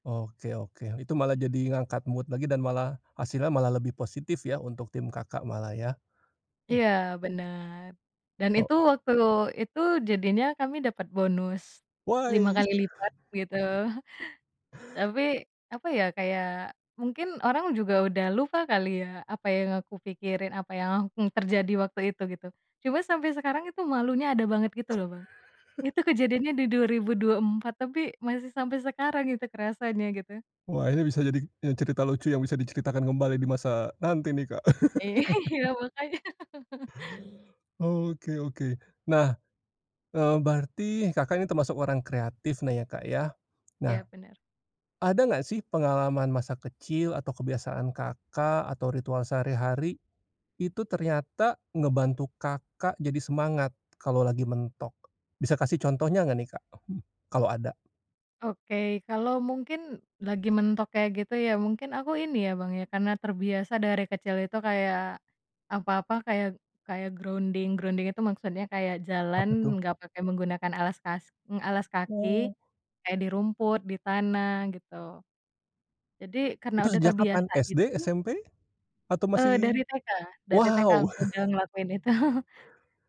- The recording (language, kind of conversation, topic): Indonesian, podcast, Bagaimana caramu tetap termotivasi saat sedang merasa buntu?
- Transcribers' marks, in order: in English: "mood"; other background noise; tapping; chuckle; laughing while speaking: "Iya"; laugh; in English: "grounding grounding"; chuckle